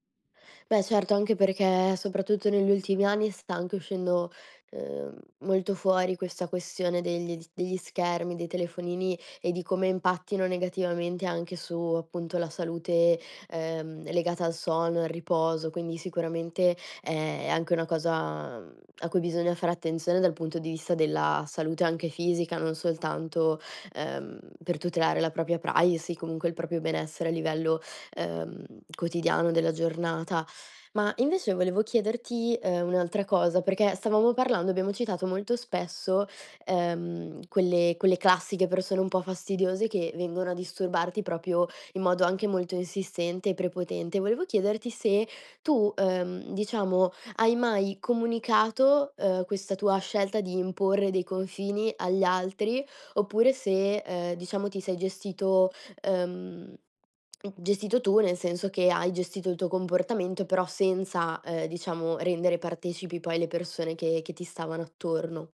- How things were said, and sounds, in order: tongue click; "proprio" said as "propio"
- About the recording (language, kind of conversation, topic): Italian, podcast, Quali limiti ti dai per messaggi e chiamate?